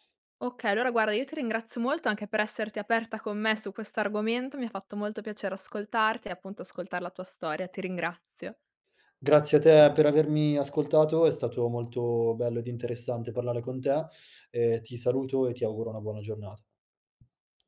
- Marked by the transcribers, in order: tapping
- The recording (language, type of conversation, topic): Italian, podcast, Che ruolo ha l'ascolto nel creare fiducia?
- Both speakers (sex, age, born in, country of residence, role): female, 20-24, Italy, Italy, host; male, 30-34, Italy, Italy, guest